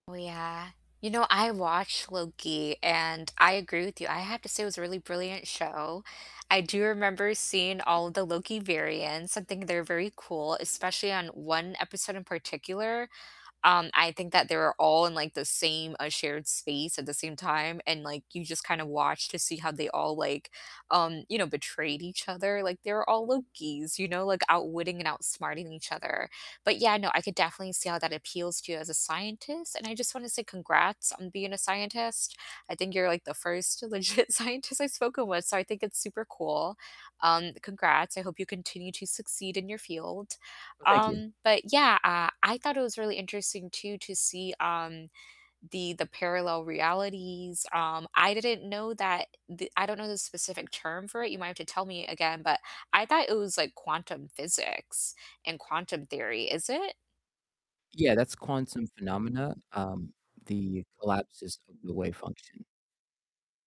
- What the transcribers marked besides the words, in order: static; laughing while speaking: "legit scientist"; distorted speech
- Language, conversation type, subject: English, unstructured, What is your go-to comfort show that you like to rewatch?
- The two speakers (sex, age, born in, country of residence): female, 30-34, United States, United States; male, 20-24, United States, United States